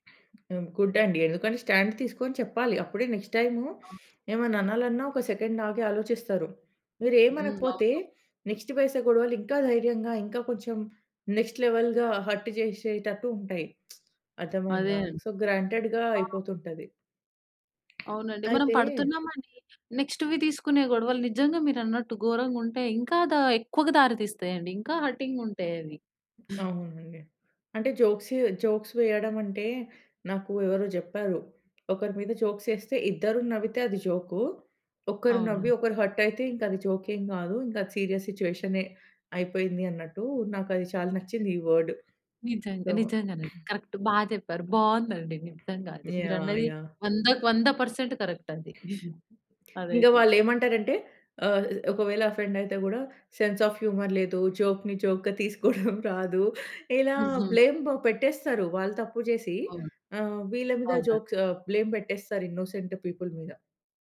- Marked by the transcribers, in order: other background noise; in English: "గుడ్"; in English: "స్టాండ్"; in English: "నెక్స్ట్"; in English: "సెకండ్"; in English: "నెక్స్ట్"; in English: "నెక్స్ట్ లెవెల్‌గా హర్ట్"; lip smack; unintelligible speech; in English: "సో, గ్రాంటెడ్‌గా"; tapping; in English: "నెక్స్ట్‌వి"; in English: "హర్టింగ్"; other noise; in English: "జోక్స్"; in English: "జోక్స్"; in English: "జోక్స్"; in English: "హర్ట్"; in English: "జోక్"; in English: "సీరియస్ సిచ్యువేషనే"; in English: "వర్డ్. సో"; in English: "కరక్ట్"; in English: "కరెక్ట్"; chuckle; in English: "ఫ్రెండ్"; in English: "సెన్స్ ఆఫ్ హ్యూమర్"; chuckle; in English: "బ్లేమ్"; in English: "జోక్స్"; in English: "బ్లేమ్"; in English: "ఇన్నోసెంట్ పీపుల్"
- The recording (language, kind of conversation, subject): Telugu, podcast, గొడవలో హాస్యాన్ని ఉపయోగించడం ఎంతవరకు సహాయపడుతుంది?